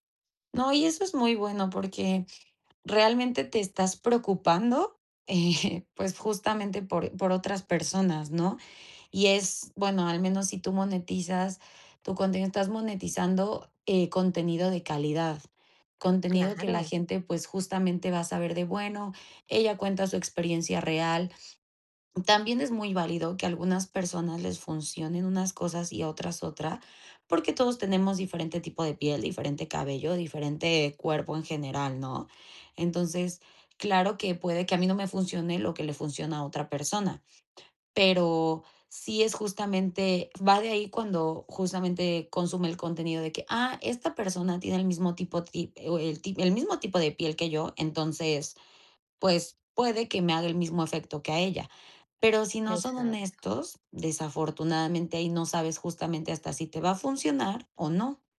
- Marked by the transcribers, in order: laughing while speaking: "eh"
- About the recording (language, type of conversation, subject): Spanish, podcast, ¿Cómo monetizas tu contenido sin perder credibilidad?